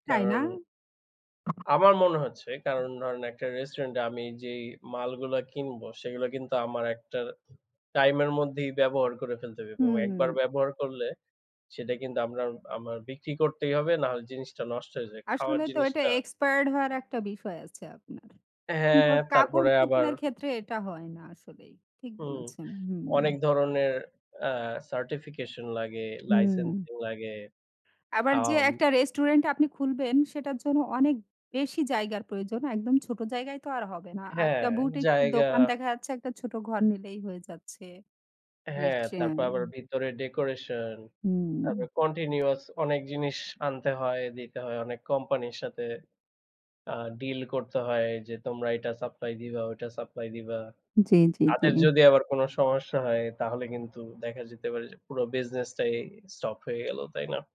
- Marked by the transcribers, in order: tapping; "এবং" said as "এব"; "আমার" said as "আমা"; other background noise; in English: "certification"; unintelligible speech; in English: "continuous"; "জি" said as "দি"
- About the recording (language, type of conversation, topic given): Bengali, unstructured, তুমি কীভাবে নিজের স্বপ্ন পূরণ করতে চাও?